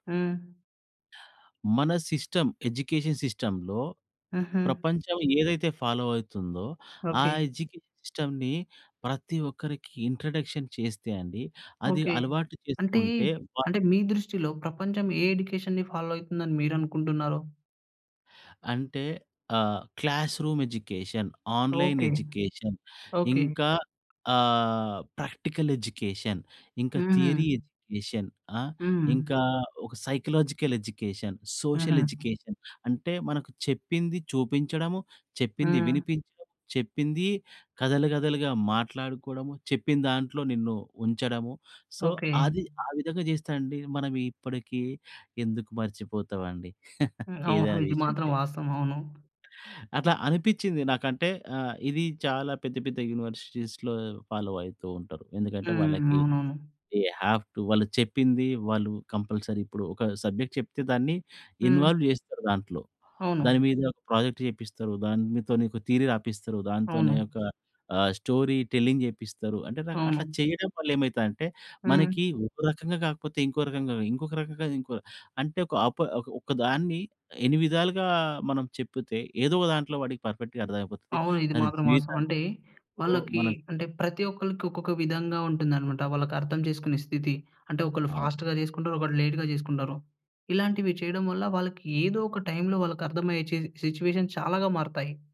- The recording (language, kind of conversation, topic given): Telugu, podcast, ఆన్‌లైన్ విద్య రాబోయే కాలంలో పిల్లల విద్యను ఎలా మార్చేస్తుంది?
- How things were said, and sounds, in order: in English: "సిస్టమ్, ఎడ్యుకేషన్ సిస్టమ్‌లో"; in English: "ఫాలో"; in English: "ఎడ్యుకేషన్ సిస్టమ్‌ని"; in English: "ఇంట్రడక్షన్"; in English: "ఎడ్యుకేషన్‌ని ఫాలో"; in English: "క్లాస్‌రూమ్ ఎడ్యుకేషన్, ఆన్లైన్ ఎడ్యుకేషన్"; in English: "ప్రాక్టికల్ ఎడ్యుకేషన్"; in English: "థియరీ ఎడ్యుకేషన్"; in English: "సైకలాజికల్ ఎడ్యుకేషన్, సోషల్ ఎడ్యుకేషన్"; in English: "సో"; chuckle; tapping; in English: "యూనివర్సిటీస్‌లో ఫాలో"; in English: "దె హావ్ టు"; in English: "కంపల్సరీ"; in English: "సబ్జెక్ట్"; in English: "ఇన్వాల్వ్"; in English: "ప్రాజెక్ట్"; in English: "థియరీ"; in English: "స్టోరీ టెల్లింగ్"; in English: "పర్ఫెక్ట్‌గా"; in English: "ఫాస్ట్‌గా"; in English: "లేట్‌గా"; in English: "సిట్యుయేషన్"